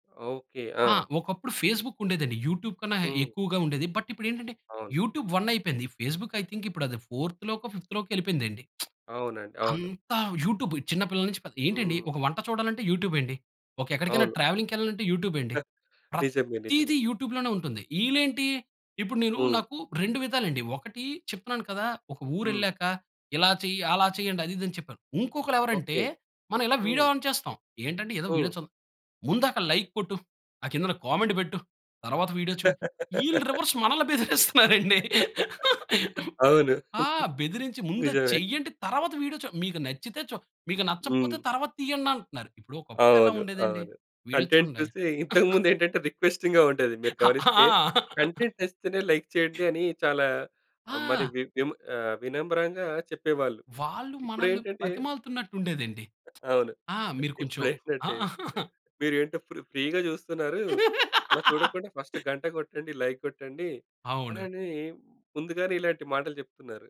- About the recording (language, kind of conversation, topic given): Telugu, podcast, లైక్స్ తగ్గినప్పుడు మీ ఆత్మవిశ్వాసం ఎలా మారుతుందో చెప్పగలరా?
- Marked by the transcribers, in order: in English: "ఫేస్‌బుక్"; in English: "యూట్యూబ్"; in English: "బట్"; in English: "యూట్యూబ్ వన్"; in English: "ఫేస్‌బుక్ ఐ థింక్"; in English: "ఫోర్త్‌లోకో, ఫిఫ్త్‌లోకో"; tapping; lip smack; in English: "యూట్యూబ్"; in English: "యూట్యూబ్"; in English: "యూట్యూబ్"; in English: "యూట్యూబ్‌లోనే"; in English: "వీడియో ఆన్"; in English: "లైక్"; laugh; in English: "కామెంట్"; other background noise; laugh; in English: "రివర్స్"; giggle; laugh; in English: "కంటెంట్"; other noise; in English: "రిక్వెస్టింగ్‌గా"; laughing while speaking: "ఆ!"; in English: "కంటెంట్"; in English: "లైక్"; lip smack; laughing while speaking: "ఆ!"; in English: "ఫి ఫ్రీగా"; laugh; in English: "ఫస్ట్"; in English: "లైక్"